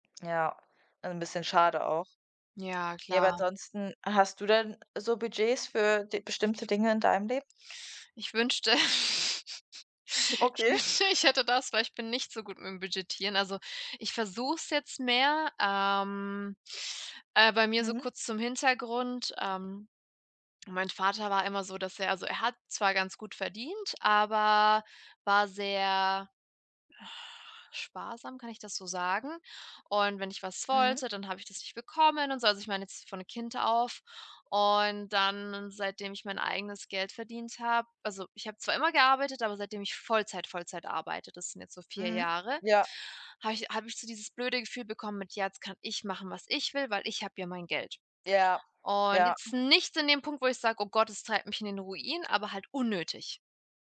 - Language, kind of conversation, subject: German, unstructured, Warum ist Budgetieren wichtig?
- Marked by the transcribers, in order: other background noise; laughing while speaking: "wünschte, ich wünschte ich hätte das"; laugh; laughing while speaking: "Okay"; exhale; other noise